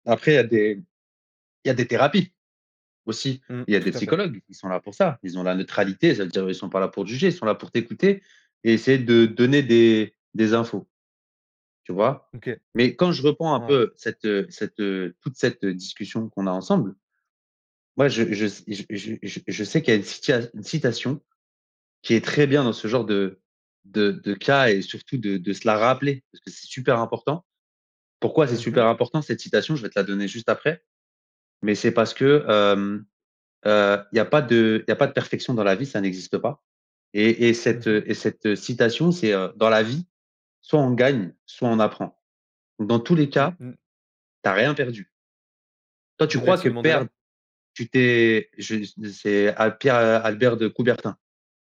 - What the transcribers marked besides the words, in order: stressed: "thérapies"; other background noise; stressed: "rappeler"; stressed: "rien perdu"
- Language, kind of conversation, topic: French, advice, Comment votre confiance en vous s’est-elle effondrée après une rupture ou un échec personnel ?